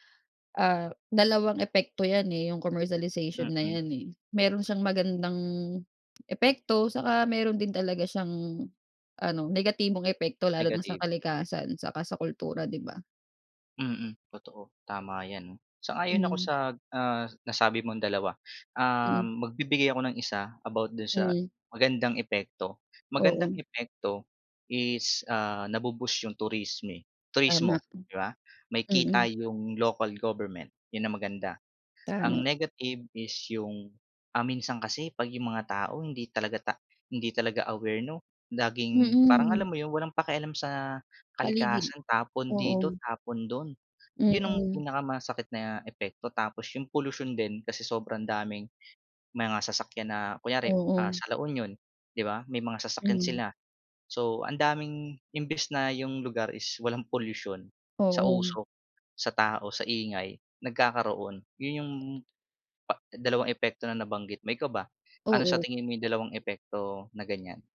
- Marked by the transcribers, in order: in English: "commercialization"; other background noise
- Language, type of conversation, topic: Filipino, unstructured, Ano ang palagay mo tungkol sa mga pasyalan na naging sobrang komersiyalisado?